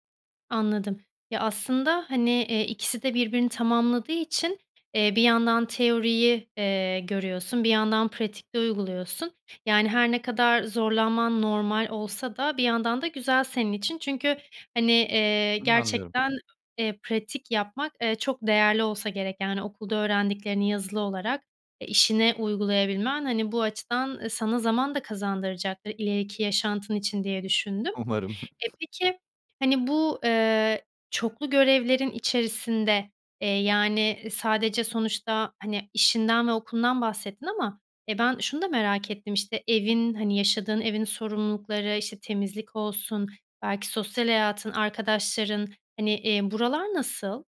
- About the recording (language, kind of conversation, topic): Turkish, advice, Çoklu görev tuzağı: hiçbir işe derinleşememe
- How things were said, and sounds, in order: laughing while speaking: "Umarım"